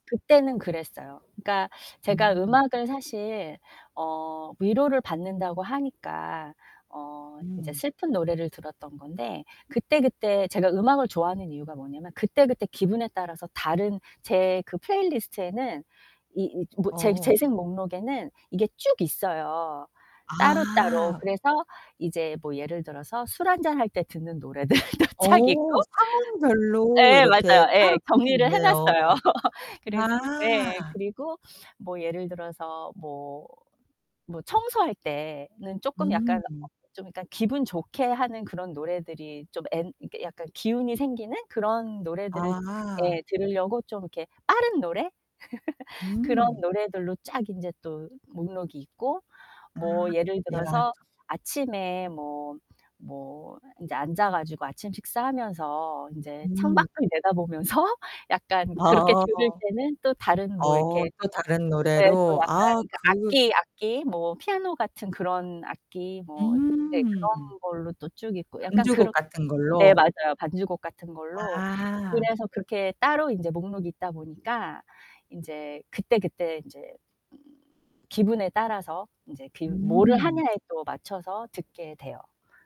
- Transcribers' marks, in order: distorted speech; laughing while speaking: "노래들도 쫙"; other background noise; laugh; laugh; laughing while speaking: "내다보면서"; laughing while speaking: "아"
- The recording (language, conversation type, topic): Korean, podcast, 음악을 들으며 위로받았던 경험이 있으신가요?